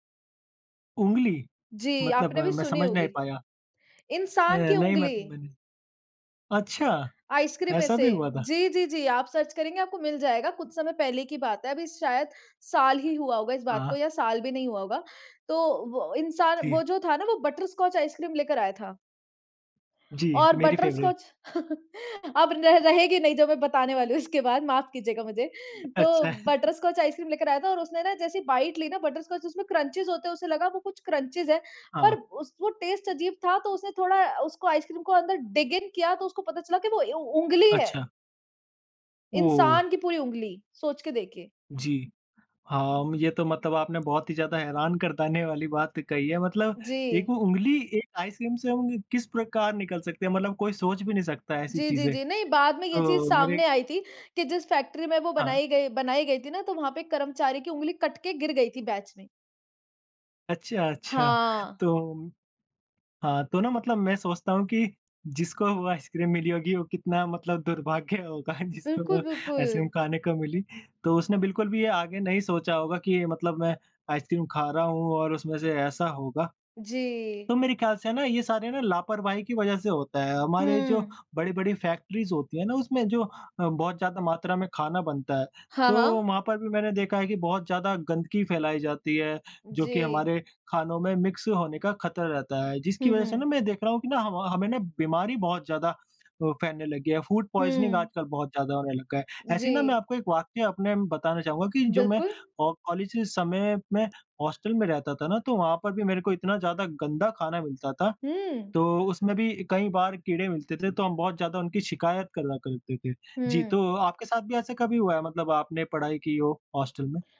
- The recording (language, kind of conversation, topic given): Hindi, unstructured, क्या आपको कभी खाना खाते समय उसमें कीड़े या गंदगी मिली है?
- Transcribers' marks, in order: in English: "सर्च"; in English: "फ़ेवरेट"; laughing while speaking: "अब र रहेगी नहीं जो … माफ़ कीजिएगा मुझे"; laughing while speaking: "अच्छा"; in English: "बाईट"; in English: "क्रंचेस"; in English: "क्रंचेस"; in English: "टेस्ट"; in English: "डिग इन"; "देने" said as "दाने"; in English: "बैच"; laughing while speaking: "दुर्भाग्य होगा जिसको वो आइसक्रीम खाने को मिली"; in English: "फैक्ट्रीज़"; in English: "मिक्स"; in English: "फूड पॉइज़निंग"